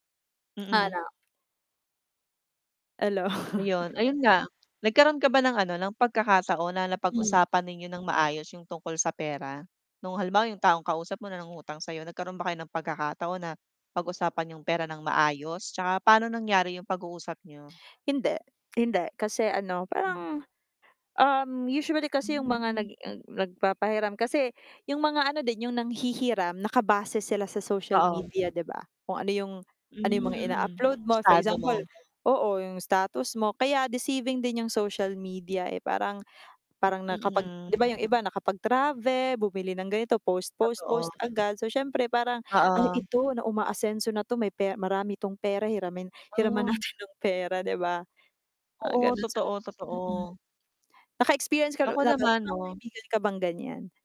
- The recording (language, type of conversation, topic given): Filipino, unstructured, Paano mo hinaharap ang taong palaging humihiram ng pera?
- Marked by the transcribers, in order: static; "Ano" said as "Hano"; chuckle; tapping; mechanical hum; other background noise; distorted speech